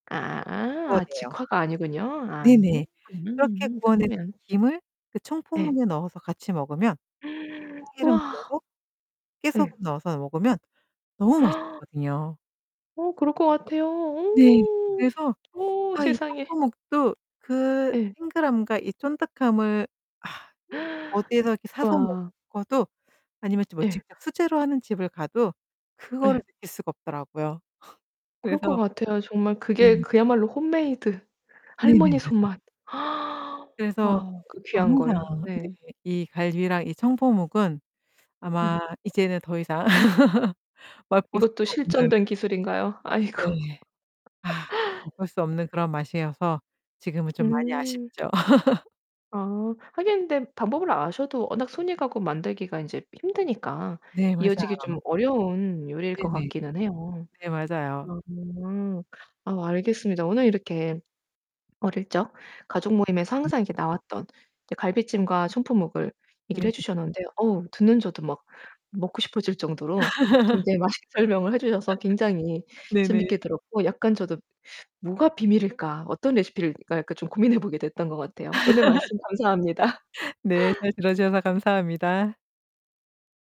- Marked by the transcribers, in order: distorted speech; gasp; tapping; gasp; gasp; laugh; gasp; background speech; laugh; other noise; laugh; laugh; laugh; laughing while speaking: "고민해"; laugh; laughing while speaking: "감사합니다"
- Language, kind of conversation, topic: Korean, podcast, 가족 모임에서 꼭 빠지지 않는 음식이 있나요?